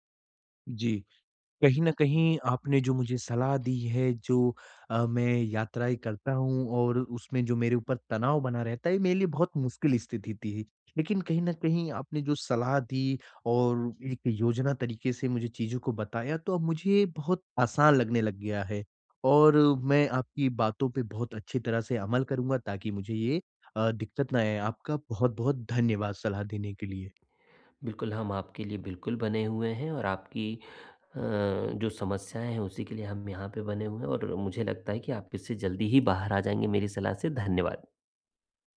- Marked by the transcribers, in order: none
- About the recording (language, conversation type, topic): Hindi, advice, मैं यात्रा की अनिश्चितता और तनाव को कैसे संभालूँ और यात्रा का आनंद कैसे लूँ?